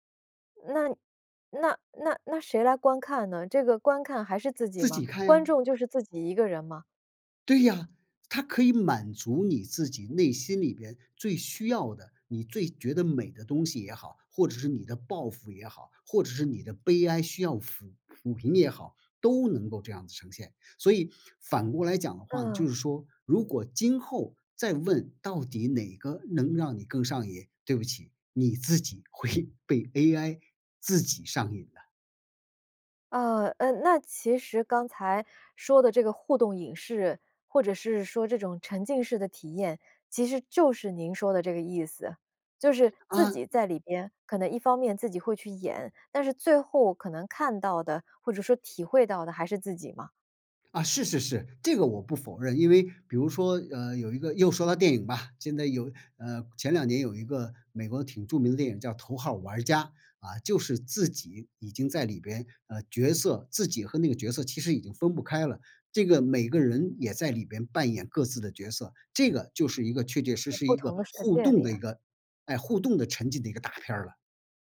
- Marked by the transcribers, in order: laughing while speaking: "会"; other background noise
- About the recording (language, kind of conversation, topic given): Chinese, podcast, 你觉得追剧和看电影哪个更上瘾？